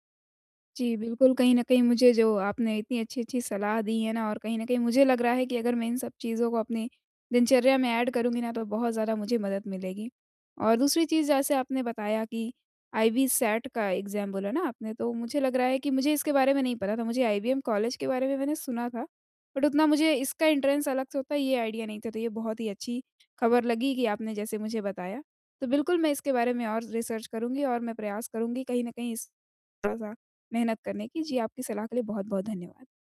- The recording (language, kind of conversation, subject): Hindi, advice, घर पर आराम करते समय बेचैनी या घबराहट क्यों होती है?
- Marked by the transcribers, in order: in English: "एड"; tapping; in English: "एग्ज़ाम"; in English: "बट"; in English: "एंट्रेंस"; in English: "आइडिया"; in English: "रिसर्च"